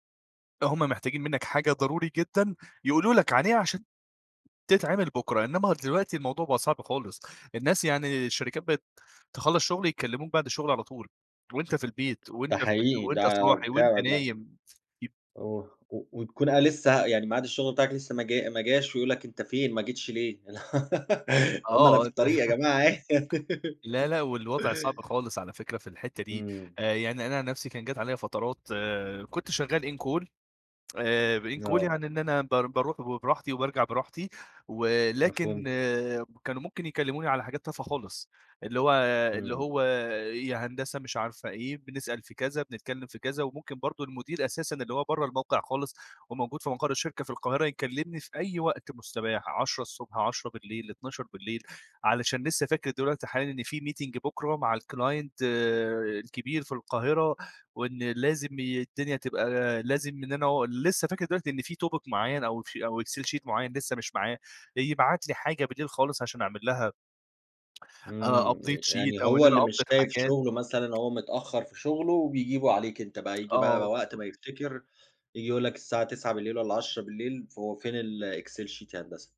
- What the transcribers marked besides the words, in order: other background noise; tapping; tsk; laugh; chuckle; laugh; in English: "incall"; in English: "incall"; in English: "meeting"; in English: "الclient"; in English: "توبيك"; in English: "شيت"; in English: "update شيت"; in English: "أupdate"; unintelligible speech; in English: "شيت"
- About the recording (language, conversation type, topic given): Arabic, podcast, بتتابع رسائل الشغل بعد الدوام ولا بتفصل؟